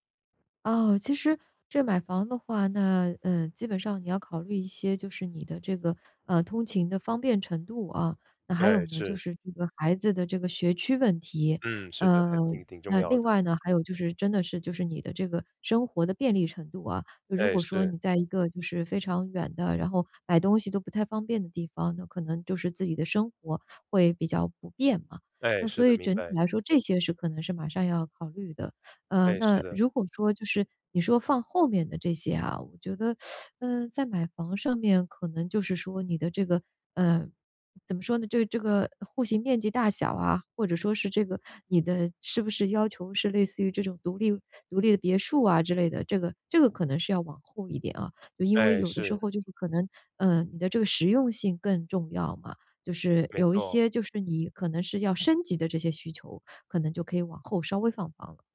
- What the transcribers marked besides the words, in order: teeth sucking; other background noise; tapping
- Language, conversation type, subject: Chinese, podcast, 买房买车这种大事，你更看重当下还是未来？
- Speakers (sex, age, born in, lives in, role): female, 45-49, China, United States, guest; male, 30-34, China, United States, host